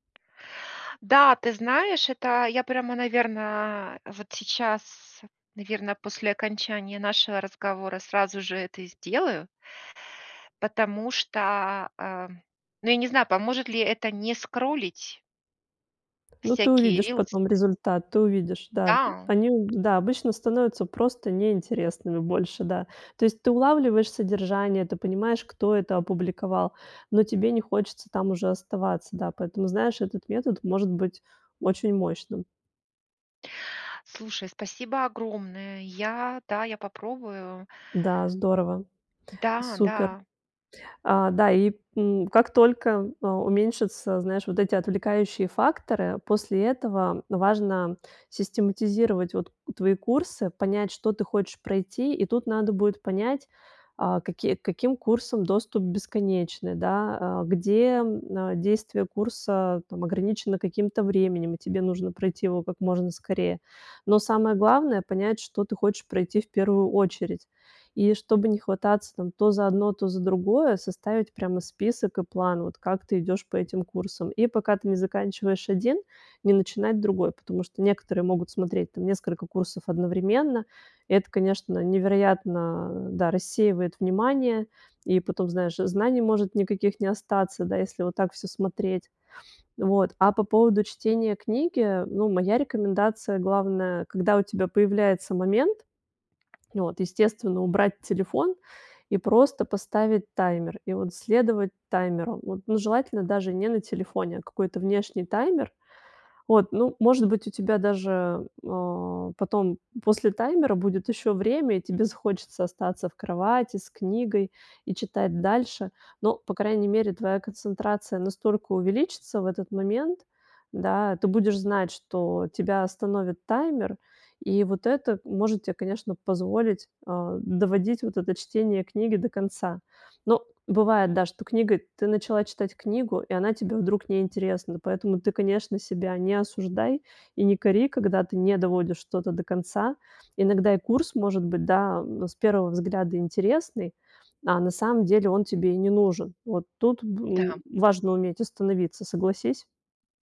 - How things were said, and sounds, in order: tapping; other background noise
- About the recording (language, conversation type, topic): Russian, advice, Как вернуться к старым проектам и довести их до конца?